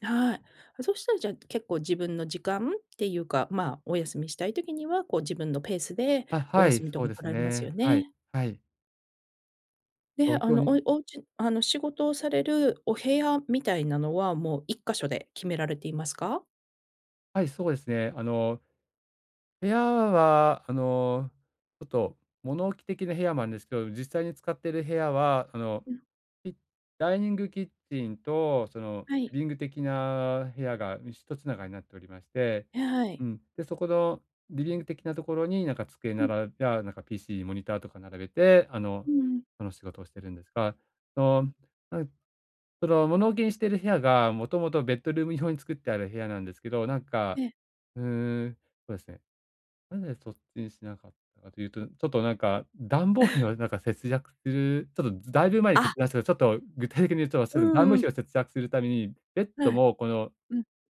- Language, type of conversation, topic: Japanese, advice, 家で効果的に休息するにはどうすればよいですか？
- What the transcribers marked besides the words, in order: laugh